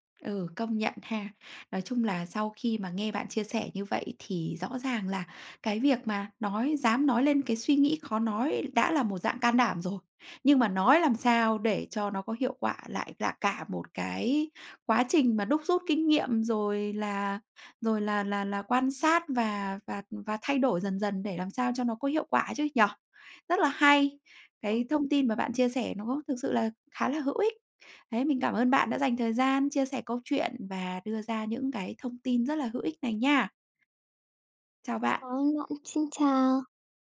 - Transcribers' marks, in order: none
- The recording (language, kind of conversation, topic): Vietnamese, podcast, Bạn có thể kể về một lần bạn dám nói ra điều khó nói không?